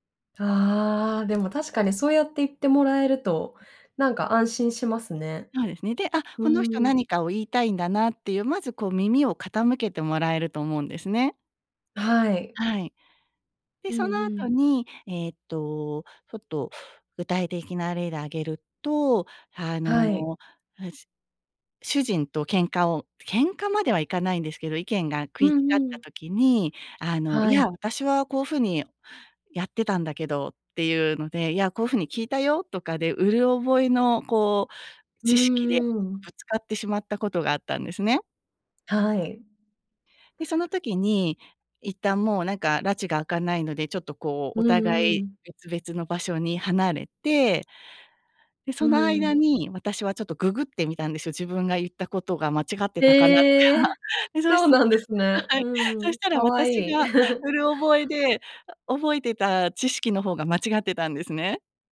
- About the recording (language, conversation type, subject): Japanese, podcast, うまく謝るために心がけていることは？
- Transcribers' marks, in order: other noise; "うろ覚え" said as "うる覚え"; chuckle; "うろ覚え" said as "うる覚え"